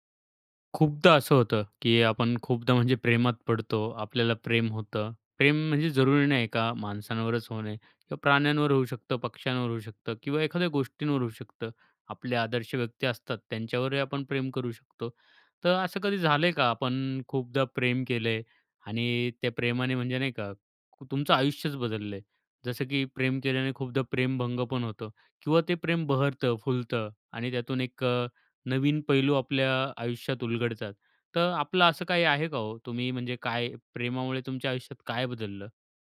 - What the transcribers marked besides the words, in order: none
- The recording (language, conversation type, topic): Marathi, podcast, प्रेमामुळे कधी तुमचं आयुष्य बदललं का?